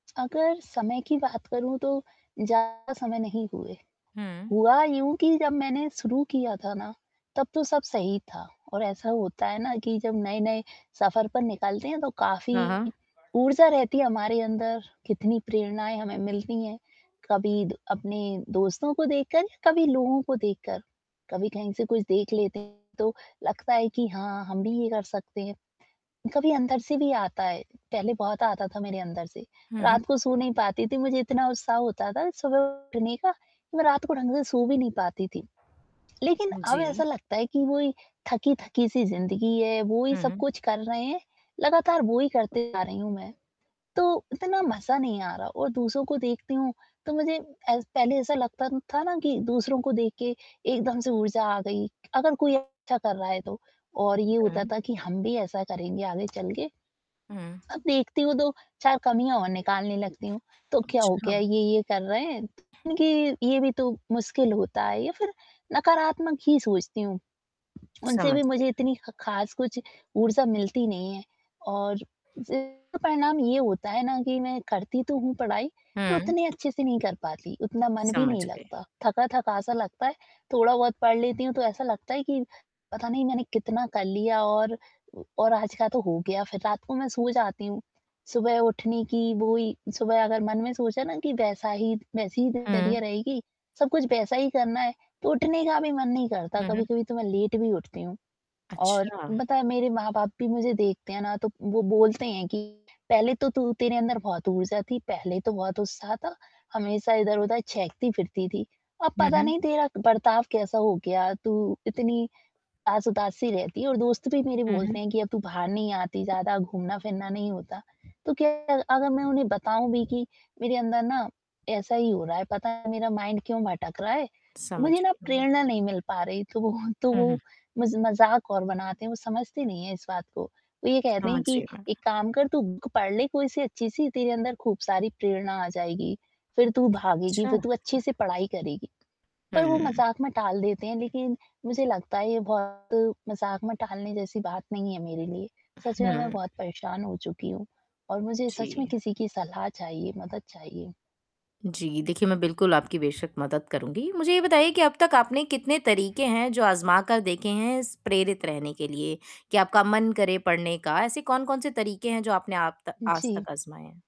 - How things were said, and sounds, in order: static; tapping; distorted speech; other background noise; other noise; in English: "लेट"; in English: "माइंड"; in English: "बुक"
- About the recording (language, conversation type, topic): Hindi, advice, मैं अपने काम में रुचि और प्रेरणा कैसे बनाए रखूँ?